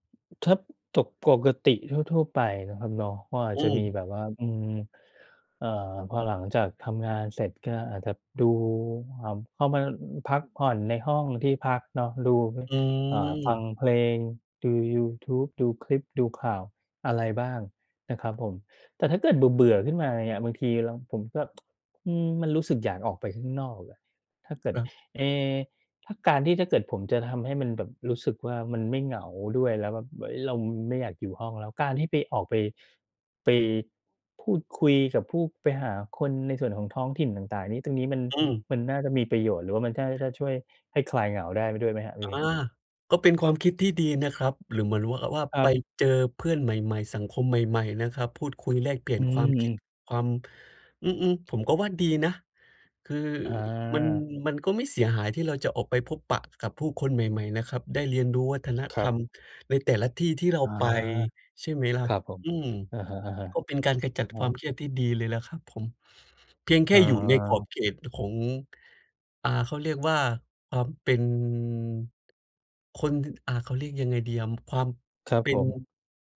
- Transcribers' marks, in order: tsk; tongue click
- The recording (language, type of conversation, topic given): Thai, advice, คุณจะรับมือกับความเครียดจากการเปลี่ยนแปลงหลายอย่างและรักษาความมั่นคงในชีวิตได้อย่างไร?